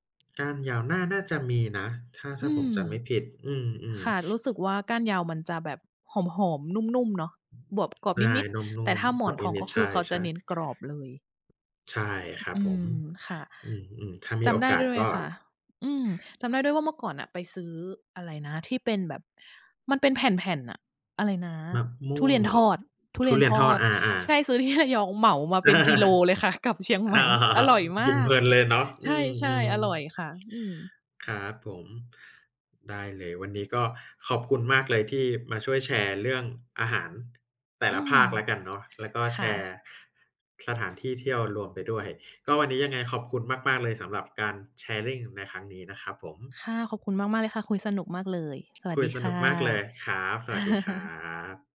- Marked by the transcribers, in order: other background noise; other noise; chuckle; laughing while speaking: "อ๋อ"; in English: "sharing"; chuckle
- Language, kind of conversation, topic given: Thai, unstructured, อาหารจานโปรดที่ทำให้คุณรู้สึกมีความสุขคืออะไร?